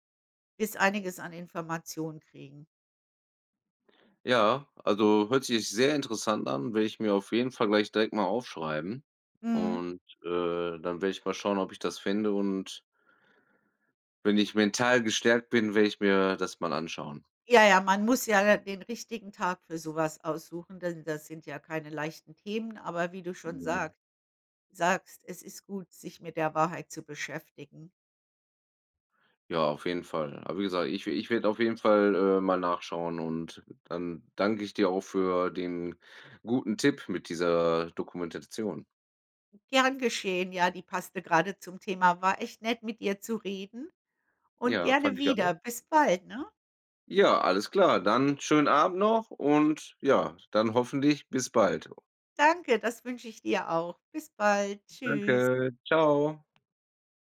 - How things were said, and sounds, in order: other background noise
- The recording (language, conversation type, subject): German, unstructured, Wie beeinflusst Plastik unsere Meere und die darin lebenden Tiere?